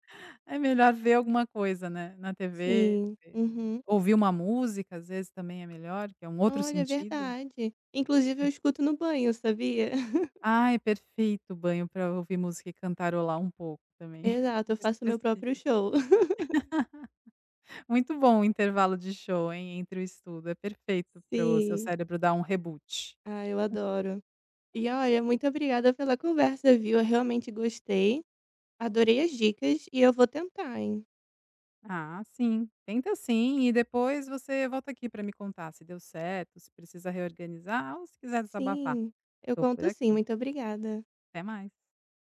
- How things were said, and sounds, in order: tapping; chuckle; chuckle; in English: "reboot"; chuckle
- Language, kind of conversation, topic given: Portuguese, advice, Como posso manter uma rotina diária de trabalho ou estudo, mesmo quando tenho dificuldade?